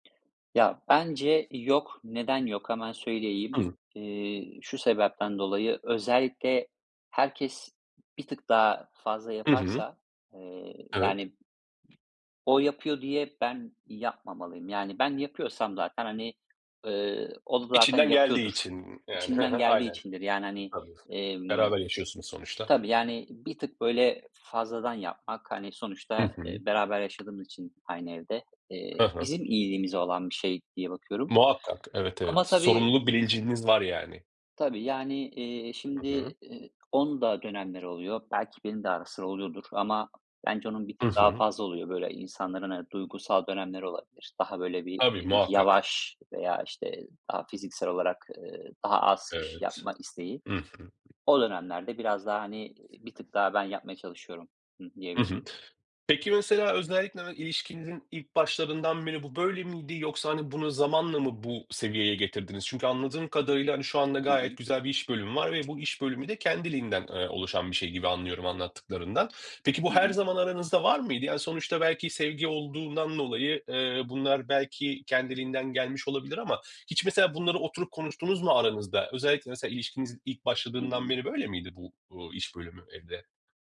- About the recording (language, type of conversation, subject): Turkish, podcast, Eşler arasında iş bölümü nasıl adil bir şekilde belirlenmeli?
- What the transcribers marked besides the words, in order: unintelligible speech; other background noise; unintelligible speech; tapping